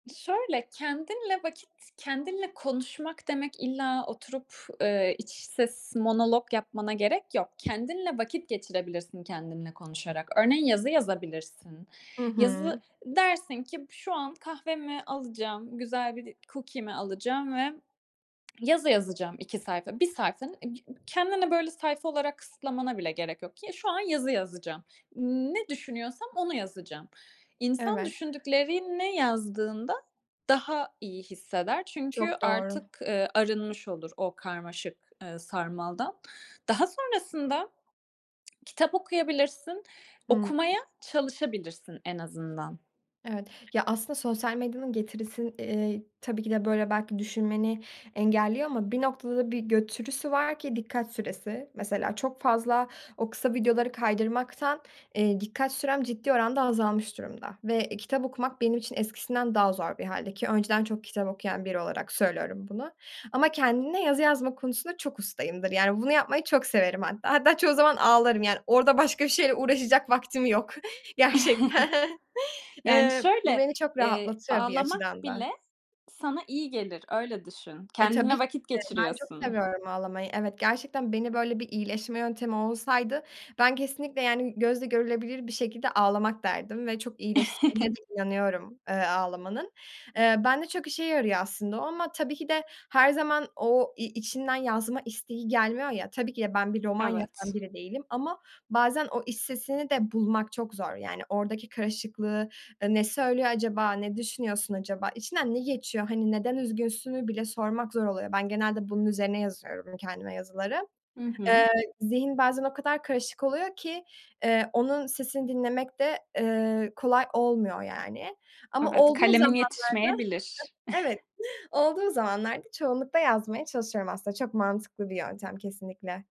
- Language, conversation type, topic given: Turkish, advice, Ekran süreni neden azaltmakta zorlanıyorsun?
- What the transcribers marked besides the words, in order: in English: "cookie'mi"; other background noise; tapping; chuckle; laughing while speaking: "gerçekten"; chuckle; unintelligible speech; chuckle